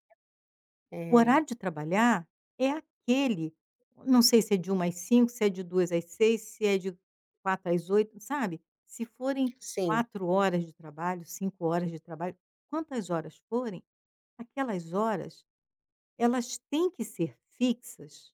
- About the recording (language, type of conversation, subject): Portuguese, advice, Como o cansaço tem afetado sua irritabilidade e impaciência com a família e os amigos?
- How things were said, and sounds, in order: other background noise